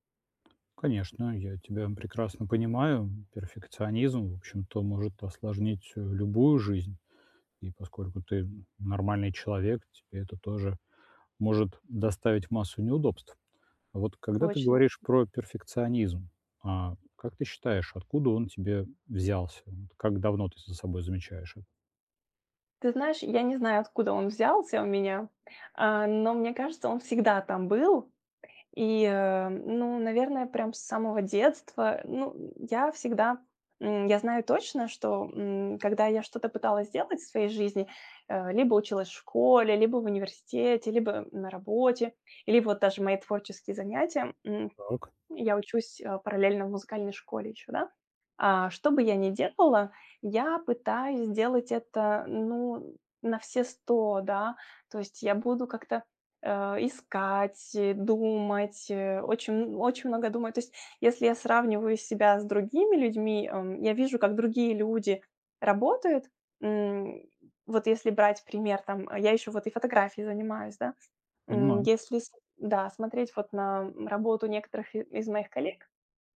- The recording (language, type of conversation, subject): Russian, advice, Как мне управлять стрессом, не борясь с эмоциями?
- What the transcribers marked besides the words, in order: tapping